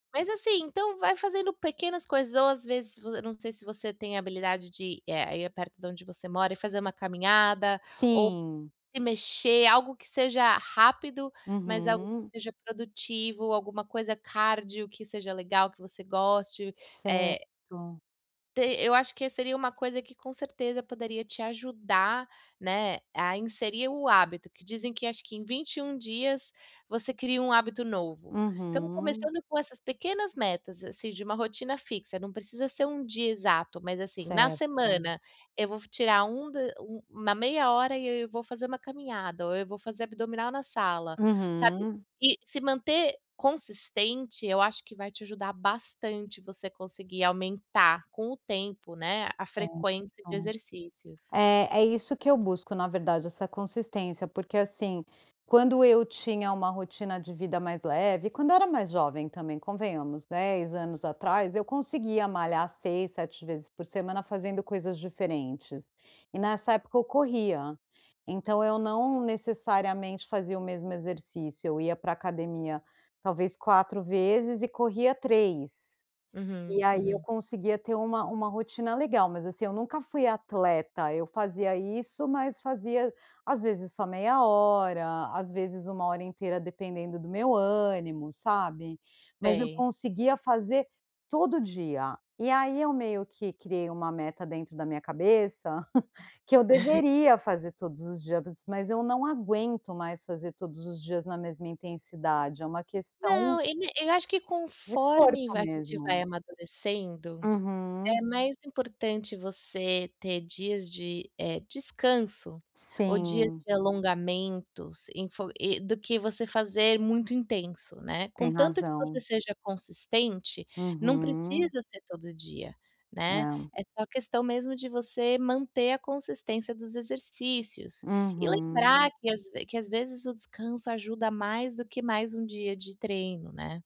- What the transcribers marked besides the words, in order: drawn out: "Uhum"; tapping; other background noise; chuckle; drawn out: "Uhum"
- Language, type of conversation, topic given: Portuguese, advice, Como posso criar um hábito de exercícios consistente?